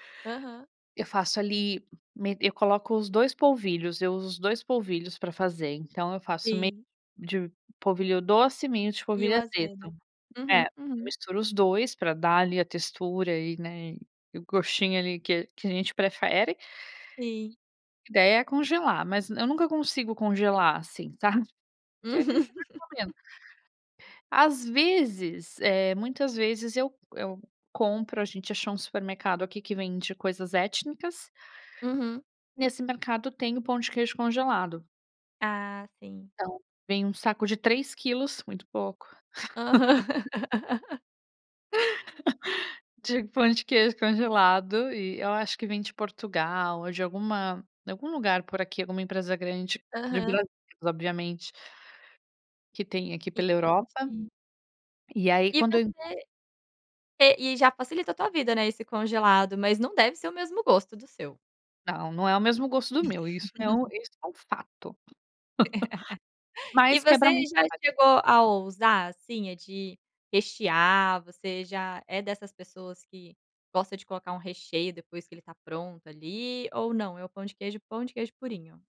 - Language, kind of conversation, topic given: Portuguese, podcast, Que comidas da infância ainda fazem parte da sua vida?
- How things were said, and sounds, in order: laugh; laugh; laugh; laugh